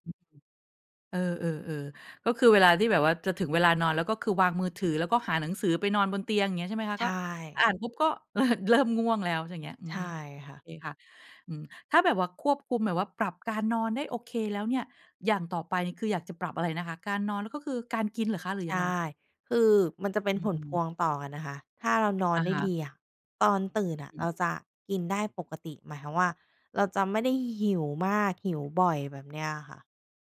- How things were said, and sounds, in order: laughing while speaking: "เอ่อ"
- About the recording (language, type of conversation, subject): Thai, podcast, คุณควรเริ่มปรับสุขภาพของตัวเองจากจุดไหนก่อนดี?